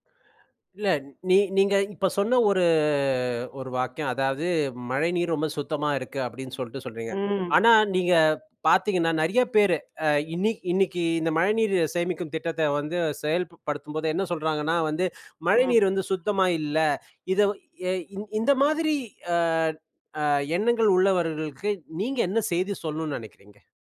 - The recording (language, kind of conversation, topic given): Tamil, podcast, வீட்டில் மழைநீர் சேமிப்பை எளிய முறையில் எப்படி செய்யலாம்?
- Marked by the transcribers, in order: drawn out: "ஒரு"; other background noise